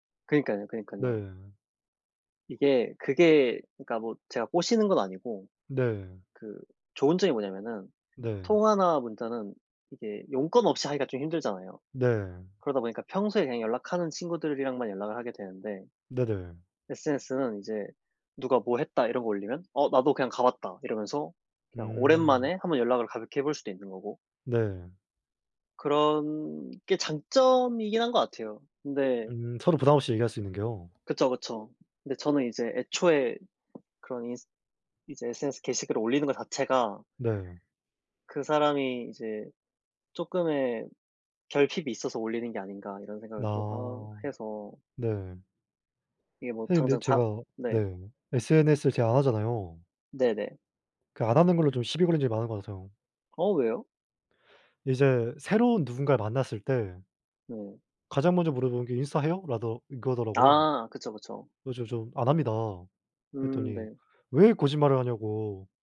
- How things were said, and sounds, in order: other background noise; tapping
- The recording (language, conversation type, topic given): Korean, unstructured, 돈과 행복은 어떤 관계가 있다고 생각하나요?